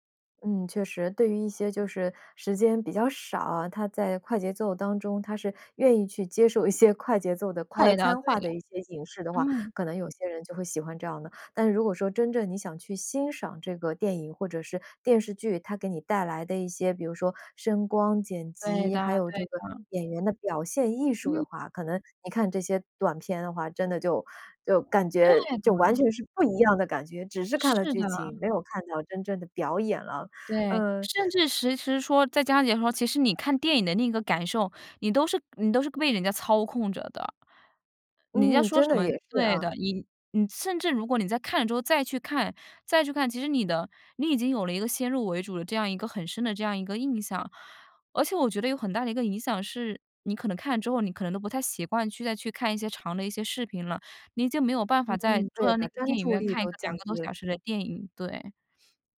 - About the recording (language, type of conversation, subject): Chinese, podcast, 为什么短视频剪辑会影响观剧期待？
- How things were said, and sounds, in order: laughing while speaking: "一些"; other background noise; "其实" said as "实实"; sniff